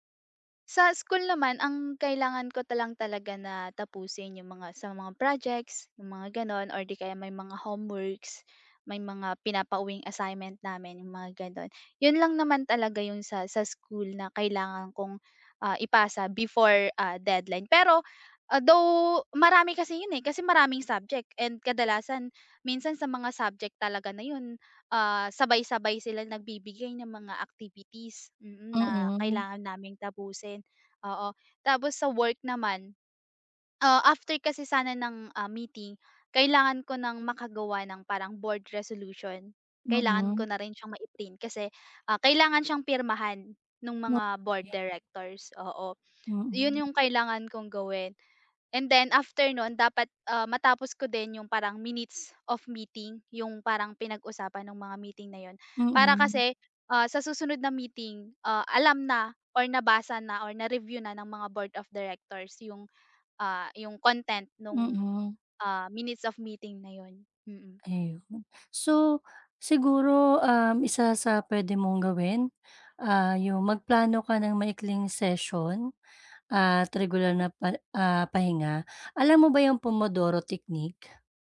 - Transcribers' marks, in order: tapping; other background noise
- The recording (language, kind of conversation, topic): Filipino, advice, Paano ko mapapanatili ang konsentrasyon ko habang gumagawa ng mahahabang gawain?